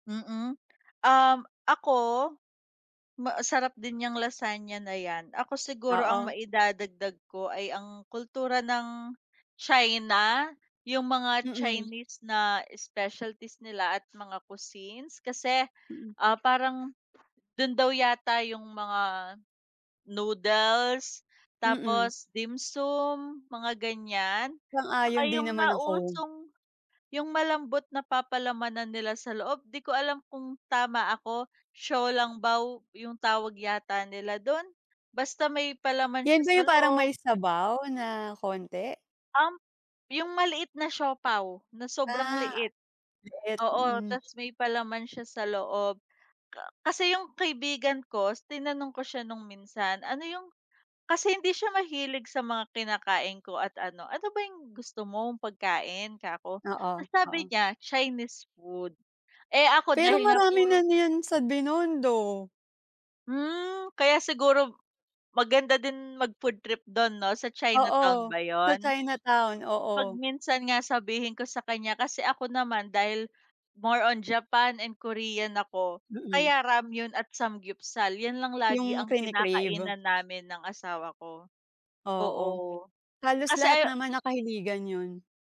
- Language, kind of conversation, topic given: Filipino, unstructured, Saan mo gustong maglakbay para maranasan ang kakaibang pagkain?
- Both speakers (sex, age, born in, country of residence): female, 30-34, Philippines, Philippines; female, 40-44, Philippines, Philippines
- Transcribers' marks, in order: other background noise; other noise; tapping; in Chinese: "小笼包"; background speech